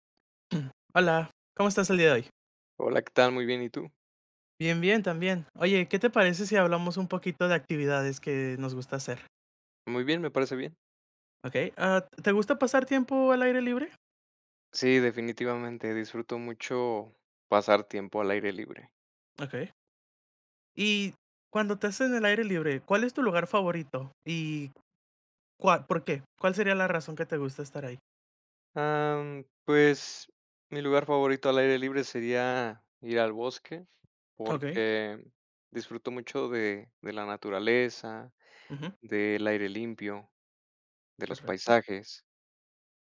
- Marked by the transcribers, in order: throat clearing; other background noise
- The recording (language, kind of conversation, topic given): Spanish, unstructured, ¿Te gusta pasar tiempo al aire libre?